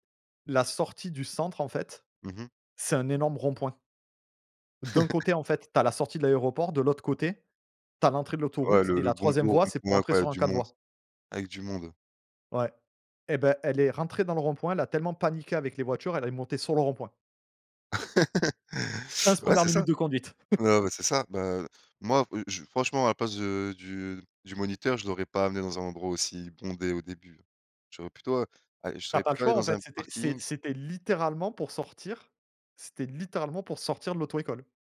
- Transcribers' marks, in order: laugh; tapping; other background noise; laugh; chuckle
- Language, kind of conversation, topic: French, unstructured, Qu’est-ce qui te fait perdre patience dans les transports ?